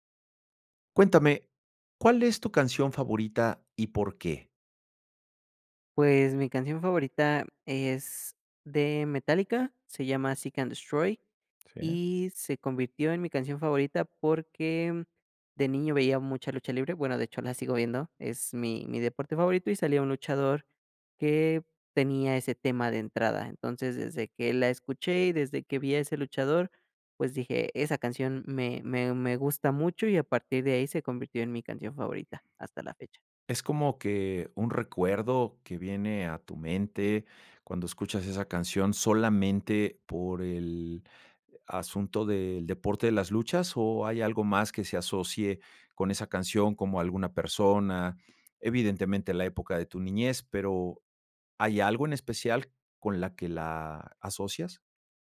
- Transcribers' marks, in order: none
- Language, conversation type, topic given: Spanish, podcast, ¿Cuál es tu canción favorita y por qué?